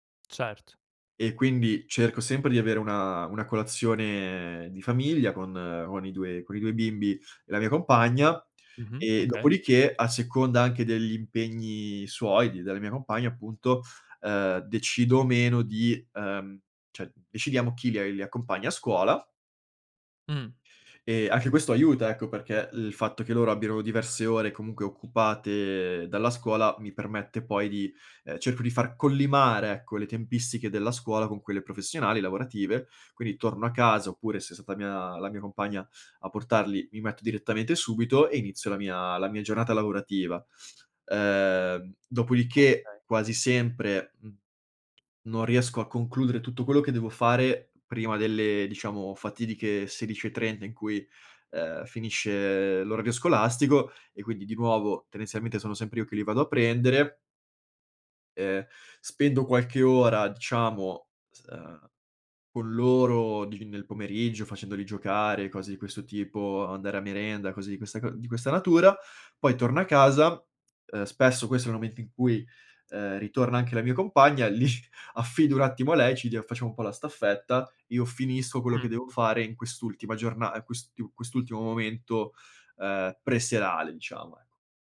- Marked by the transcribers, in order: other background noise; "il" said as "l"; "stata" said as "sata"; laughing while speaking: "li"
- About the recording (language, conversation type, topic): Italian, podcast, Come riesci a mantenere dei confini chiari tra lavoro e figli?